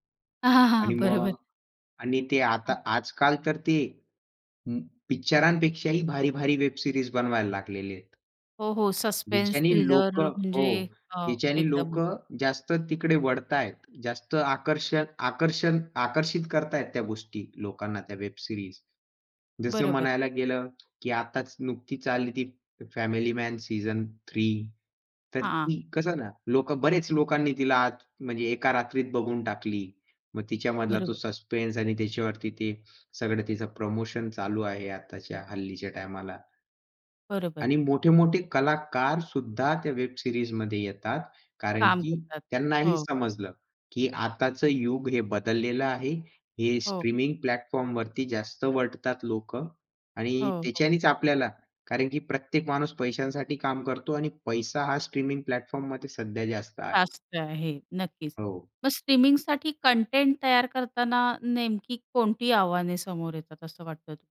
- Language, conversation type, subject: Marathi, podcast, स्ट्रीमिंगमुळे सिनेसृष्टीत झालेले बदल तुमच्या अनुभवातून काय सांगतात?
- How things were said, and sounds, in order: chuckle; laughing while speaking: "बरोबर"; in English: "वेब सीरीज"; tapping; in English: "सस्पेन्स"; in English: "वेब सिरीज"; in English: "सस्पेन्स"; in English: "वेब सिरीजमध्ये"; other background noise; in English: "प्लॅटफॉर्मवरती"; other noise; in English: "प्लॅटफॉर्ममध्ये"